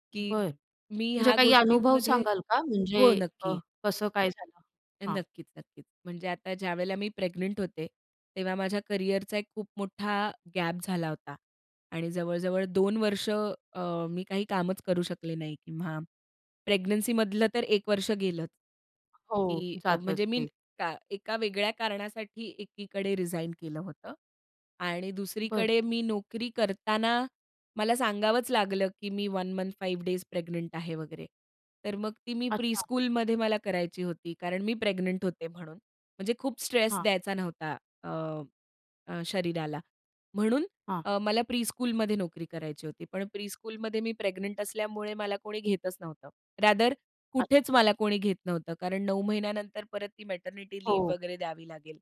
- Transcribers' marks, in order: other background noise; in English: "वन मंथ, फाईव्ह डेज"; in English: "प्रीस्कूलमध्ये"; in English: "प्रीस्कूलमध्ये"; in English: "प्रीस्कूलमध्ये"; tapping; in English: "रादर"; in English: "मॅटर्निटी लिव्ह"
- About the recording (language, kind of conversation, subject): Marathi, podcast, तुम्ही छंद जोपासताना वेळ कसा विसरून जाता?